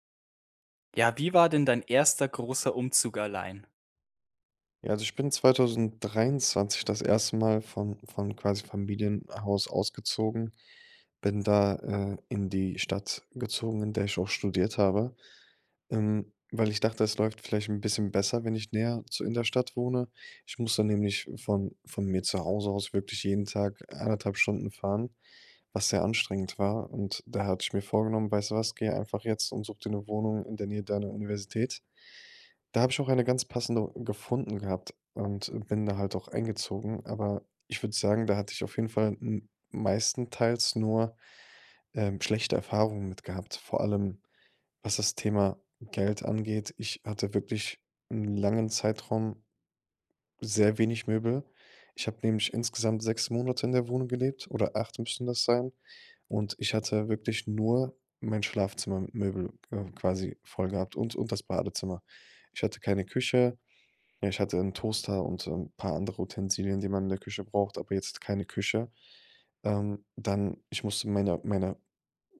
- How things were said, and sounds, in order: none
- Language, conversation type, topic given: German, podcast, Wie war dein erster großer Umzug, als du zum ersten Mal allein umgezogen bist?